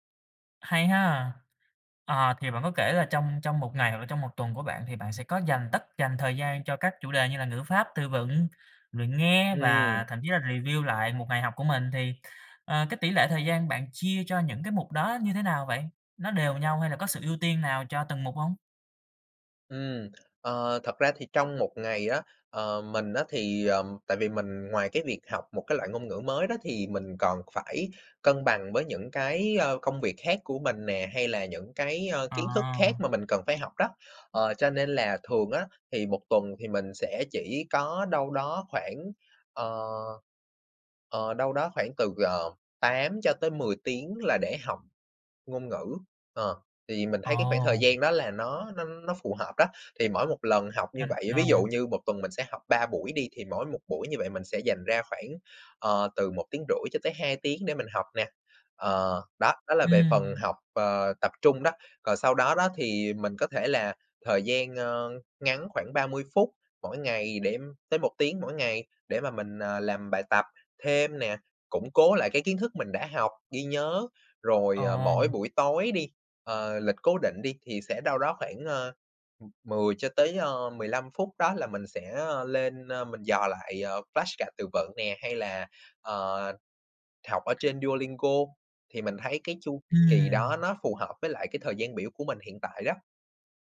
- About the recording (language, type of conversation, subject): Vietnamese, podcast, Làm thế nào để học một ngoại ngữ hiệu quả?
- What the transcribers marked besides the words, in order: in English: "review"; in English: "flash card"; tapping